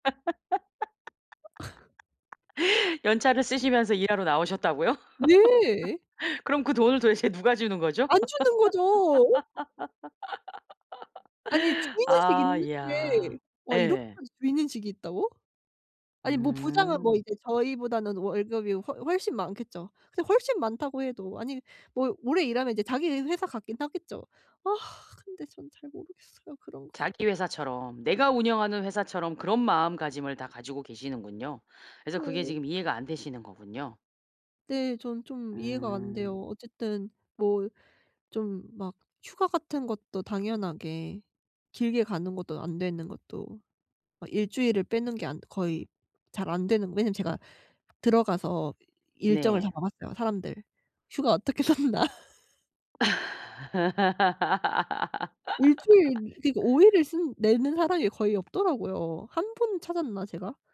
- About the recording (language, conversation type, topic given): Korean, advice, 업무와 사생활 사이에 어떻게 명확한 경계를 만들 수 있을까요?
- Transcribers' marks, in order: laugh; laughing while speaking: "나오셨다고요?"; laugh; other background noise; laugh; tapping; laughing while speaking: "어떻게 썼나"; laugh